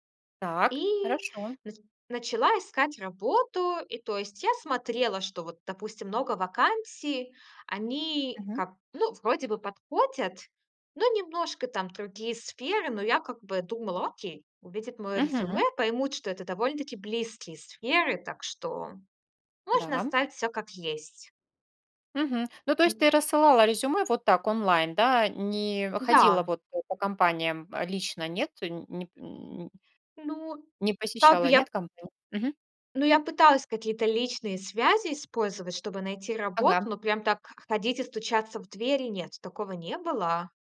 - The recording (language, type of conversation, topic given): Russian, podcast, Расскажи о случае, когда тебе пришлось заново учиться чему‑то?
- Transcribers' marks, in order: none